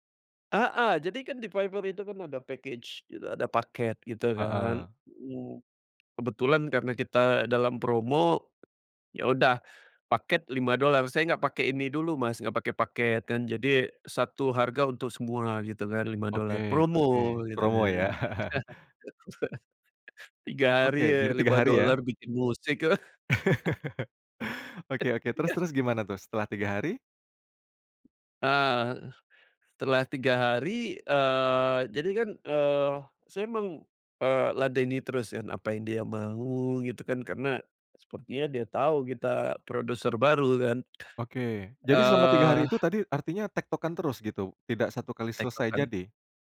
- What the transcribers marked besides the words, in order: in English: "package"; tapping; other background noise; laugh; laugh; chuckle; laugh; chuckle; "yang" said as "yan"
- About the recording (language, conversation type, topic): Indonesian, podcast, Kapan sebuah kebetulan mengantarkanmu ke kesempatan besar?